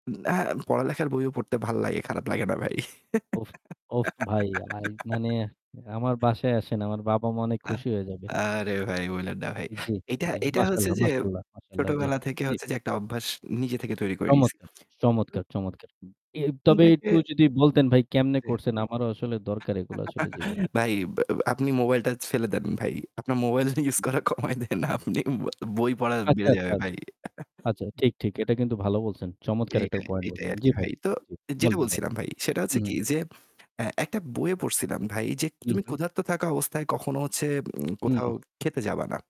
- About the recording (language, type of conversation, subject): Bengali, unstructured, আপনার মতে দুর্নীতি সমাজের কতটা ক্ষতি করে?
- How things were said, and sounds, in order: static; laugh; in Arabic: "মাশাল্লাহ, মাশাল্লাহ, মাশাল্লাহ"; unintelligible speech; distorted speech; chuckle; laughing while speaking: "মোবাইলটা ইউজ করা কমায় দেন, আপনি বই পড়া বেড়ে"; chuckle; unintelligible speech